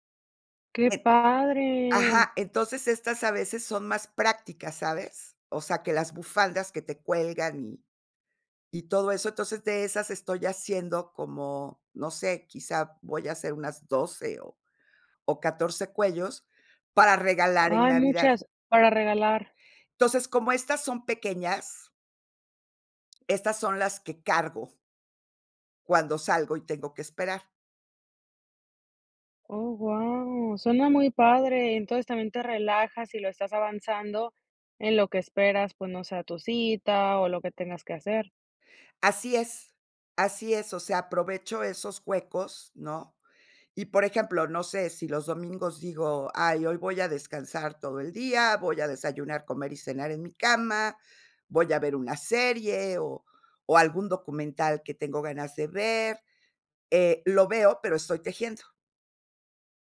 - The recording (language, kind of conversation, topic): Spanish, podcast, ¿Cómo encuentras tiempo para crear entre tus obligaciones?
- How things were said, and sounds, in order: other background noise; tapping